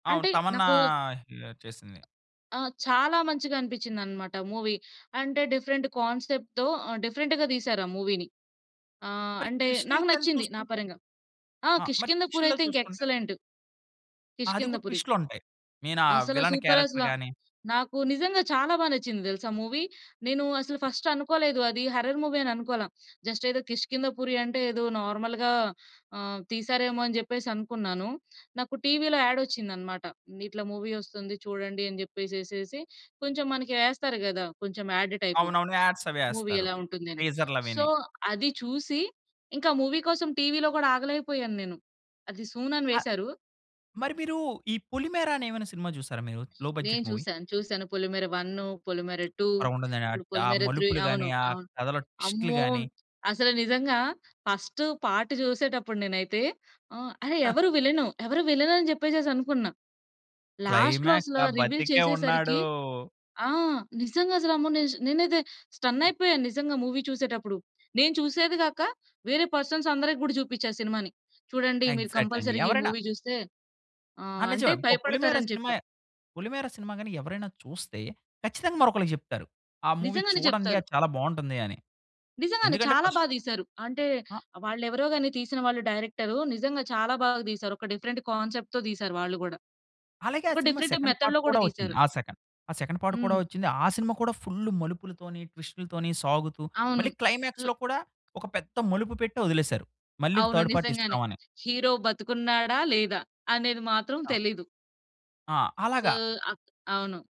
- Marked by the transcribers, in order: other noise; in English: "మూవీ"; in English: "డిఫరెంట్ కాన్సెప్ట్‌తో"; in English: "డిఫరెంట్‌గా"; in English: "మూవీని"; in English: "విలన్ క్యారెక్టర్"; in English: "మూవీ"; tapping; in English: "హర్రర్ మూవీ"; in English: "నార్మల్‌గా"; in English: "మూవీ"; in English: "యాడ్"; in English: "మూవీ"; in English: "సో"; in English: "మూవీ"; in English: "సూన్"; in English: "లో బడ్జెట్ మూవీ"; other background noise; in English: "పార్ట్"; giggle; in English: "లాస్ట్‌లో"; in English: "రివీల్"; in English: "క్లైమాక్స్"; in English: "మూవీ"; in English: "కంపల్సరిగా"; in English: "మూవీ"; in English: "మూవీ"; in English: "డిఫరెంట్ కాన్సెప్ట్‌తో"; in English: "డిఫరెంట్ టైప్ మెథడ్‌లో"; in English: "సెకండ్ పార్ట్"; in English: "సెకండ్"; in English: "సెకండ్ పార్ట్"; in English: "క్లైమాక్స్‌లో"; in English: "థర్డ్"; in English: "హీరో"; in English: "సో"
- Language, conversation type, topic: Telugu, podcast, సినిమా కథలో అనుకోని మలుపు ప్రేక్షకులకు నమ్మకంగా, ప్రభావవంతంగా పనిచేయాలంటే ఎలా రాయాలి?